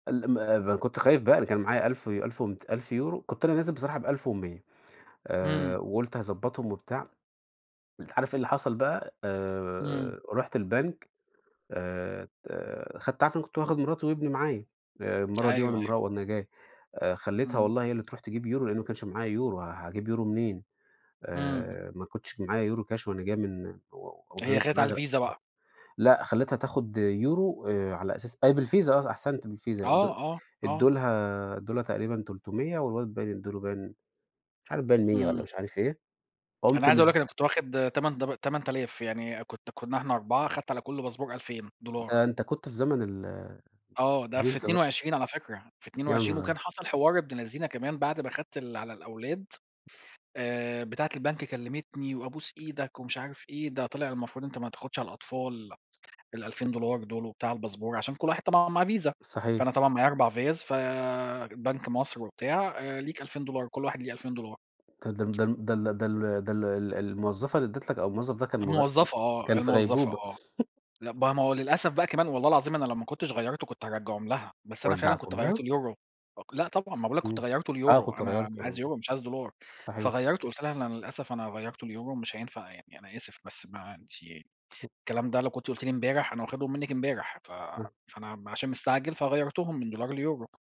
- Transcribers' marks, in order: in English: "cash"; other background noise; chuckle; other noise; tapping
- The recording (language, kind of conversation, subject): Arabic, unstructured, هل إنت شايف إن السفر المفروض يبقى متاح لكل الناس ولا للأغنيا بس؟